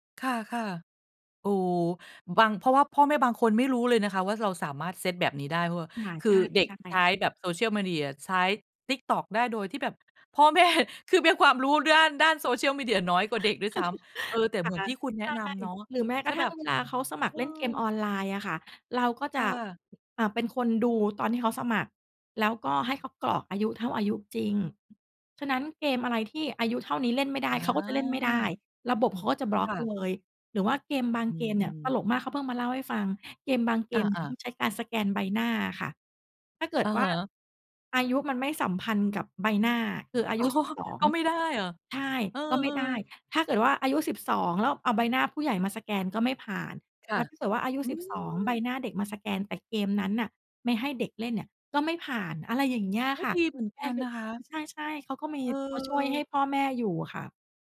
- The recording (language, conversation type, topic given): Thai, podcast, มีเทคนิคอะไรบ้างที่จะช่วยเพิ่มความเป็นส่วนตัวในบ้าน?
- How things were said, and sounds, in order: other background noise; tapping; chuckle; laughing while speaking: "อ๋อ"